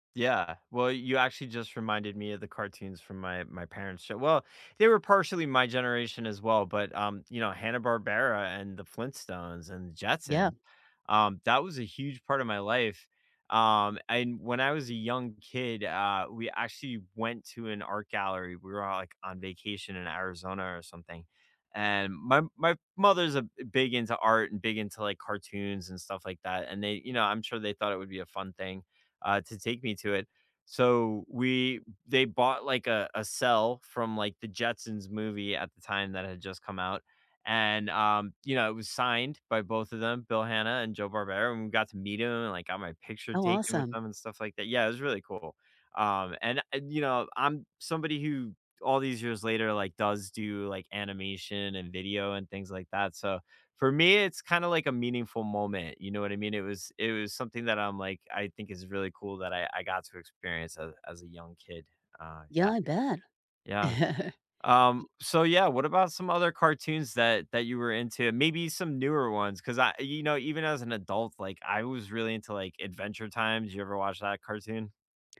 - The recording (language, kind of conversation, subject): English, unstructured, Which childhood cartoon captured your heart, and what about it still resonates with you today?
- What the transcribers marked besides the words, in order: other background noise; laugh